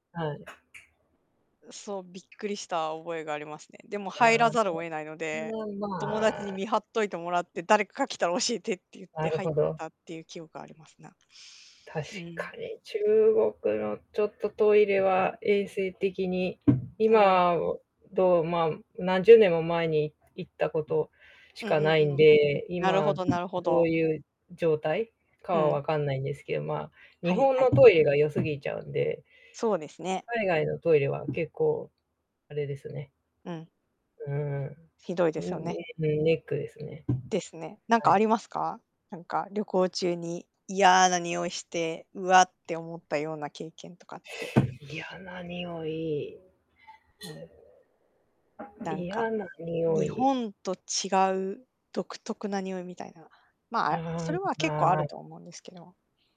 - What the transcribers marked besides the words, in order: tapping; static; other background noise; unintelligible speech; distorted speech
- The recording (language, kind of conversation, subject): Japanese, unstructured, 旅行中に不快なにおいを感じたことはありますか？
- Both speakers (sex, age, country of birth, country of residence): female, 40-44, Japan, Japan; female, 45-49, Japan, Japan